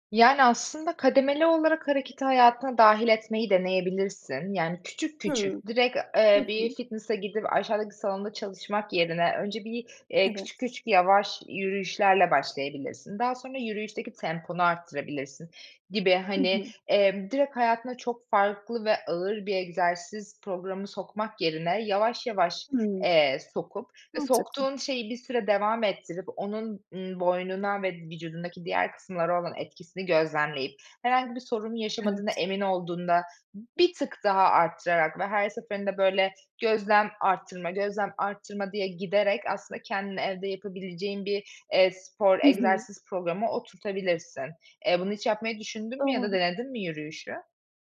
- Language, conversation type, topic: Turkish, advice, Yaşlanma nedeniyle güç ve dayanıklılık kaybetmekten korkuyor musunuz?
- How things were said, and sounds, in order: none